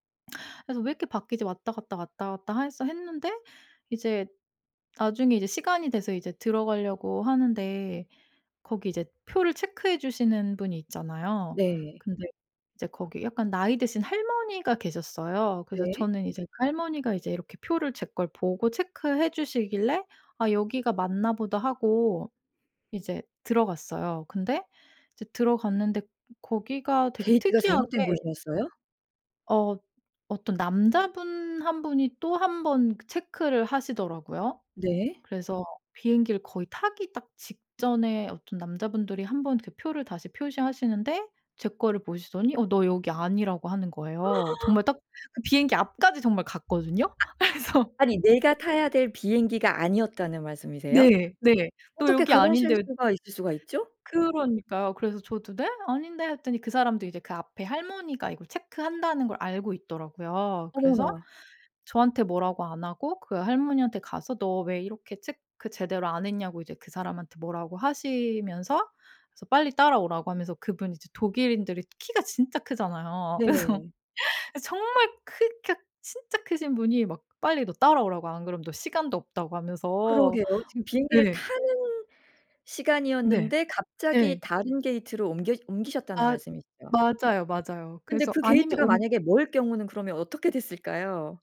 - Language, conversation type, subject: Korean, podcast, 여행 중 가장 큰 실수는 뭐였어?
- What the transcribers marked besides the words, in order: other background noise; gasp; laughing while speaking: "그래서"; laughing while speaking: "그래서"; laugh; tapping